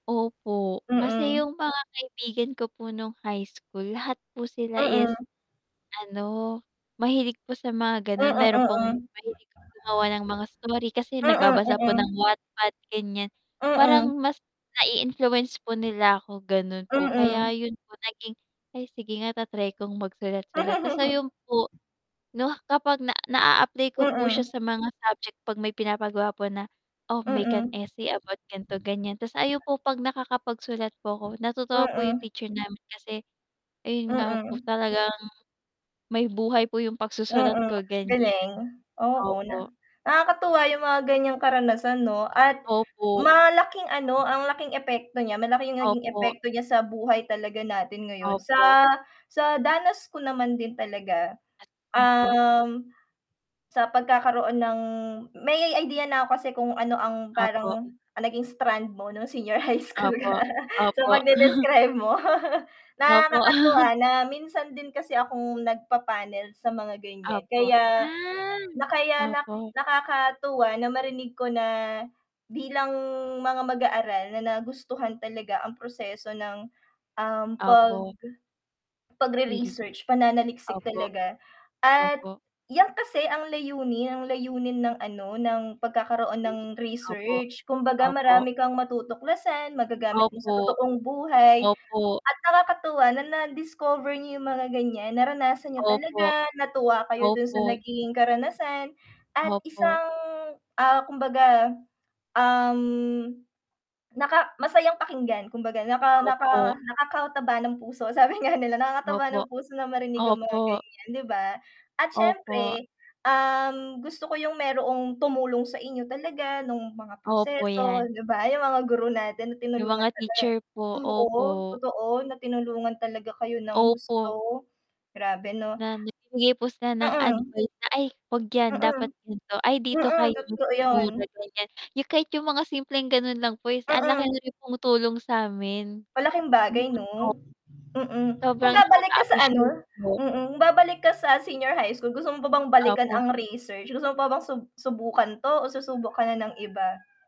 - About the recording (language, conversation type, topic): Filipino, unstructured, Ano ang paborito mong asignatura noon?
- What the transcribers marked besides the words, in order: distorted speech; static; tapping; laugh; other background noise; laugh; chuckle; laugh; chuckle; dog barking; other street noise; unintelligible speech